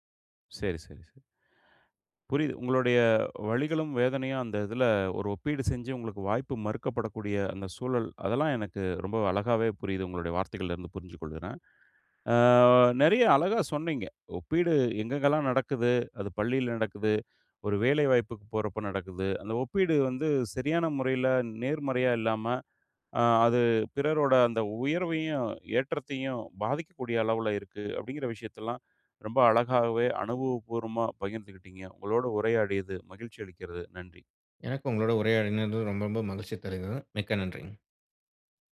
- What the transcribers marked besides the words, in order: none
- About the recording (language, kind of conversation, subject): Tamil, podcast, மற்றவர்களுடன் உங்களை ஒப்பிடும் பழக்கத்தை நீங்கள் எப்படி குறைத்தீர்கள், அதற்கான ஒரு அனுபவத்தைப் பகிர முடியுமா?